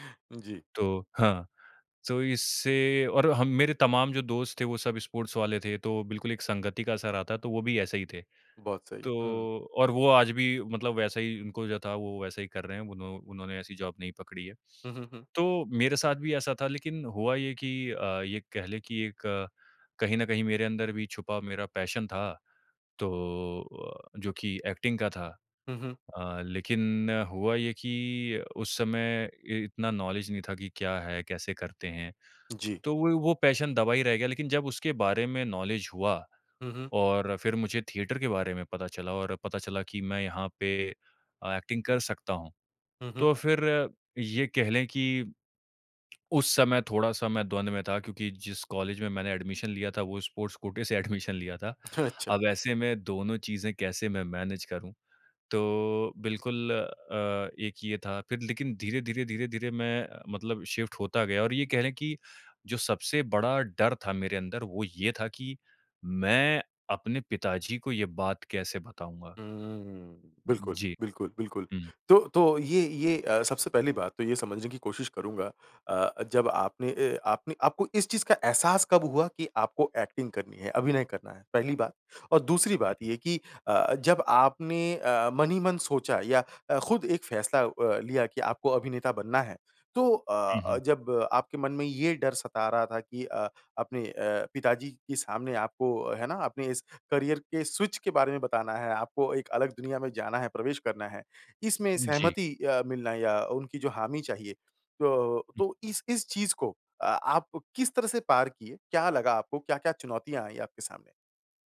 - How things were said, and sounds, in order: in English: "स्पोर्ट्स"; in English: "जॉब"; in English: "पैशन"; in English: "एक्टिंग"; in English: "नॉलेज"; in English: "पैशन"; in English: "नॉलेज"; in English: "थिएटर"; in English: "एक्टिंग"; in English: "एडमिशन"; in English: "स्पोर्ट्स"; laughing while speaking: "ठ"; laughing while speaking: "एडमिशन"; in English: "एडमिशन"; in English: "मैनेज"; in English: "शिफ्ट"; in English: "एक्टिंग"; in English: "करियर"; in English: "स्विच"
- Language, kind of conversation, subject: Hindi, podcast, अपने डर पर काबू पाने का अनुभव साझा कीजिए?